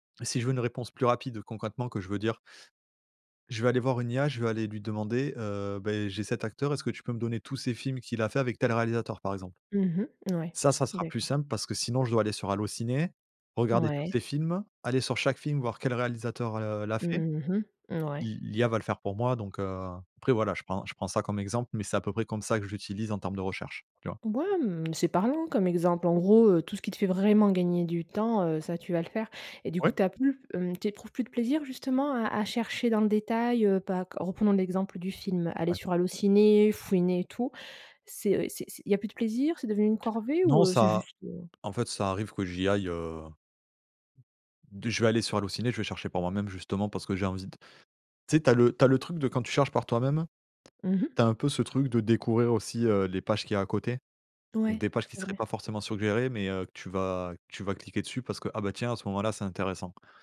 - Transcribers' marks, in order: other background noise; stressed: "vraiment"
- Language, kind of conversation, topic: French, podcast, Penses-tu que l’intelligence artificielle va changer notre quotidien ?